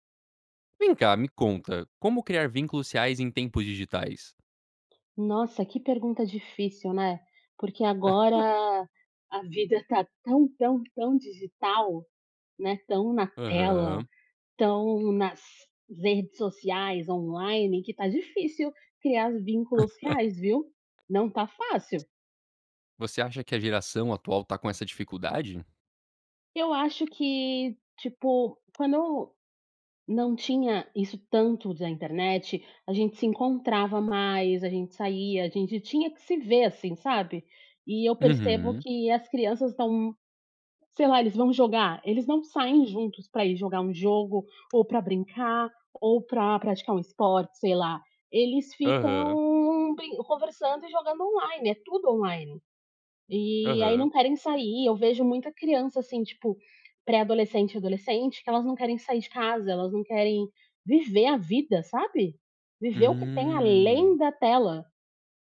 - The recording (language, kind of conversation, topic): Portuguese, podcast, como criar vínculos reais em tempos digitais
- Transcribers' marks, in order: tapping; laugh; laugh; drawn out: "Hum"